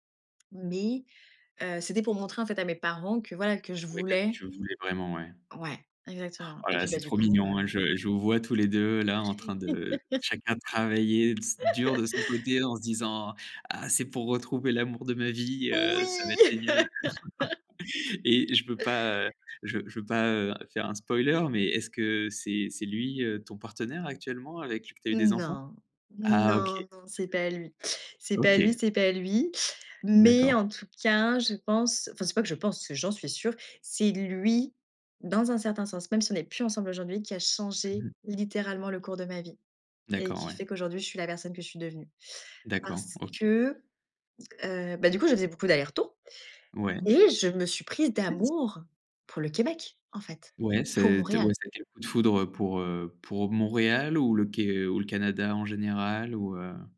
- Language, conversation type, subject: French, podcast, Quel choix a défini la personne que tu es aujourd’hui ?
- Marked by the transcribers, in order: gasp; laugh; laugh; joyful: "Oui !"; laugh